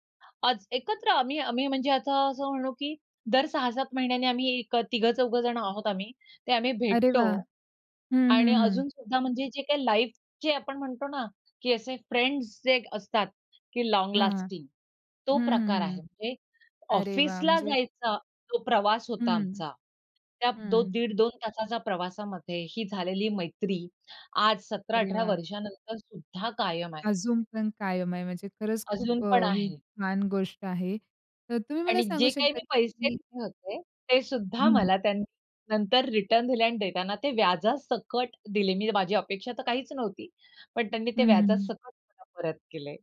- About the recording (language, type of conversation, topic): Marathi, podcast, प्रवासात भेटलेले मित्र दीर्घकाळ टिकणारे जिवलग मित्र कसे बनले?
- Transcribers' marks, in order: in English: "लाईफचे"; in English: "फ्रेंड्स"; in English: "लाँग लास्टिंग"